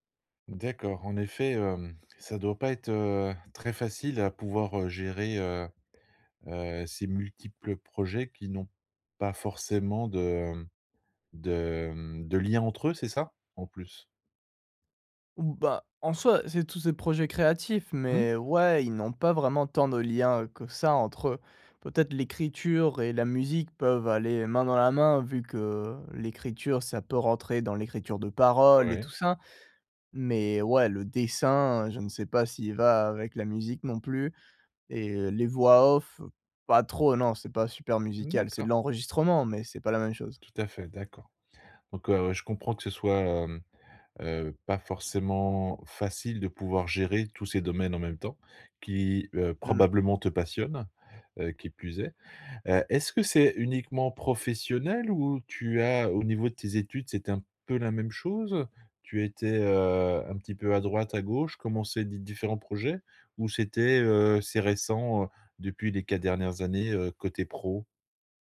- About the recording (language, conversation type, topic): French, advice, Comment choisir quand j’ai trop d’idées et que je suis paralysé par le choix ?
- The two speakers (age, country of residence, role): 20-24, France, user; 50-54, France, advisor
- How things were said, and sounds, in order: none